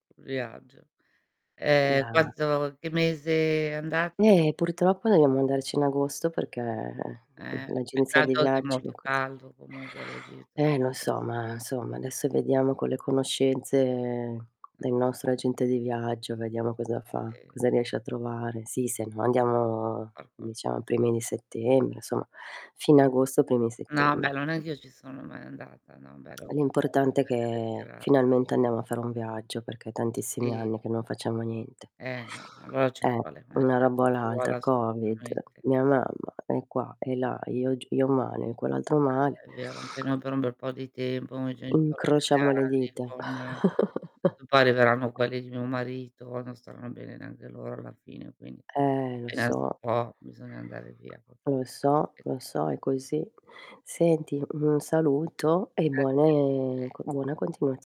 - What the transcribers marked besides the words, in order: distorted speech; unintelligible speech; "insomma" said as "nsomma"; unintelligible speech; tapping; unintelligible speech; unintelligible speech; unintelligible speech; chuckle; unintelligible speech; other background noise
- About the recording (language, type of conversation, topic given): Italian, unstructured, Qual è la cosa più importante da considerare quando prenoti un viaggio?